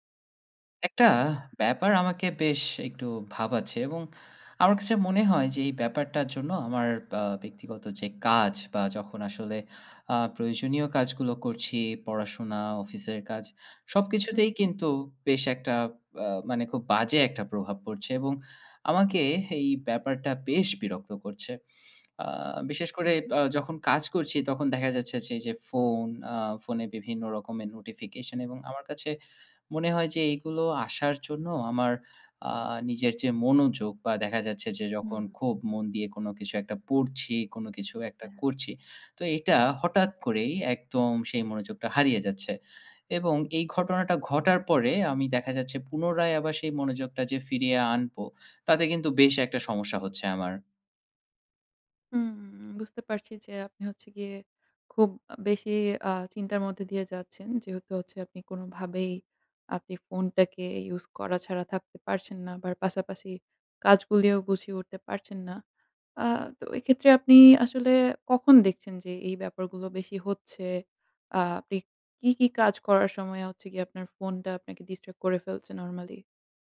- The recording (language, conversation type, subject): Bengali, advice, ফোন ও নোটিফিকেশনে বারবার বিভ্রান্ত হয়ে কাজ থেমে যাওয়ার সমস্যা সম্পর্কে আপনি কীভাবে মোকাবিলা করেন?
- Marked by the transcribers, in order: in English: "distract"